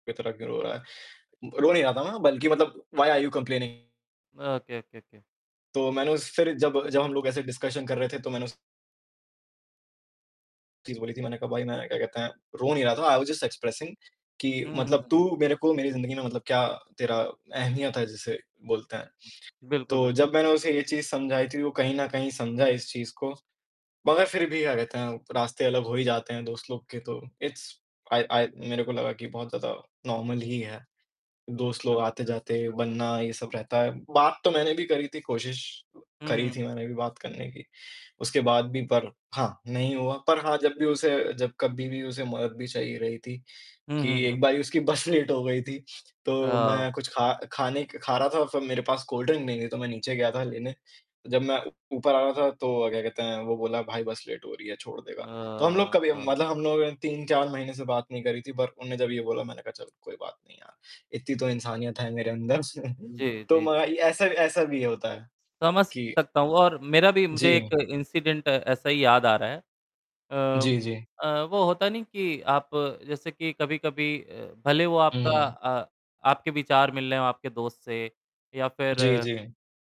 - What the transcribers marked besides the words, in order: in English: "व्हाय आर यू कम्प्लेनिंग?"; distorted speech; mechanical hum; in English: "ओके, ओके, ओके"; tapping; in English: "डिस्कशन"; in English: "आई वॉज़ जस्ट एक्सप्रेसिंग"; sniff; in English: "इट्स आइ आइ"; in English: "नॉर्मल"; chuckle; in English: "लेट"; other noise; in English: "इंसिडेंट"
- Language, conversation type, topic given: Hindi, unstructured, जब झगड़ा होता है, तो उसे कैसे सुलझाना चाहिए?